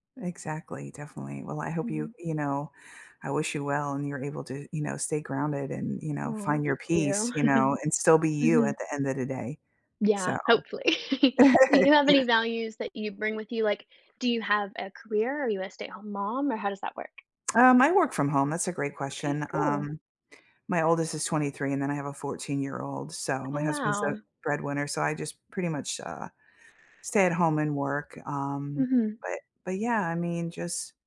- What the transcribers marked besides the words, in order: laugh; laugh; tsk
- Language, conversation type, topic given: English, unstructured, How do you hope your personal values will shape your life in the next few years?
- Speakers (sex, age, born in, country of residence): female, 20-24, United States, United States; female, 50-54, United States, United States